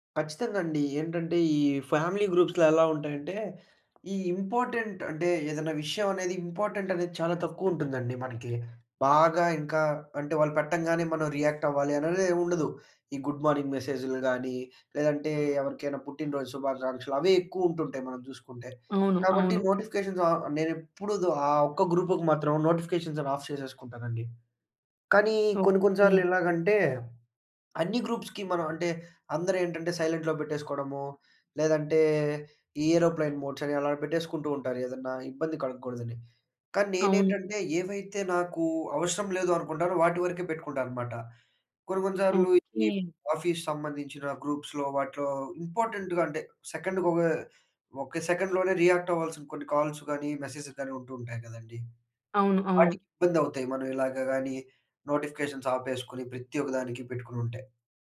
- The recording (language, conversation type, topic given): Telugu, podcast, ఆన్‌లైన్ నోటిఫికేషన్లు మీ దినచర్యను ఎలా మార్చుతాయి?
- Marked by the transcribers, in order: in English: "ఫ్యామిలీ గ్రూప్స్‌లో"; in English: "ఇంపార్టెంట్"; in English: "ఇంపార్టెంటనేది"; in English: "గుడ్ మార్నింగ్"; in English: "నోటిఫికేషన్స్"; in English: "గ్రూప్‌కి"; in English: "నోటిఫికేషన్స్"; in English: "ఆఫ్"; in English: "గ్రూప్స్‌కి"; in English: "సైలెంట్‌లో"; in English: "ఏరోప్లేన్ మోడ్సని"; in English: "గ్రూప్స్‌లో"; in English: "ఇంపార్టెంట్‌గా"; in English: "సెకండ్‌లోనే"; in English: "కాల్స్"; in English: "నోటిఫికేషన్స్"